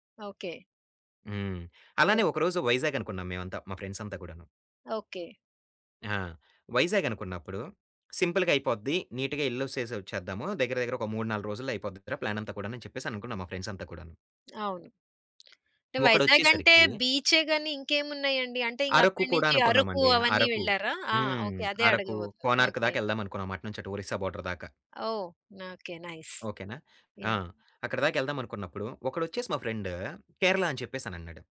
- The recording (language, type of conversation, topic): Telugu, podcast, మీరు ఫ్లో స్థితిలోకి ఎలా ప్రవేశిస్తారు?
- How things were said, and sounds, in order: in English: "సింపుల్‌గయిపోద్ది"; other background noise; in English: "బోర్డర్‌దాకా"; in English: "నైస్"; in English: "ఫ్రెండ్"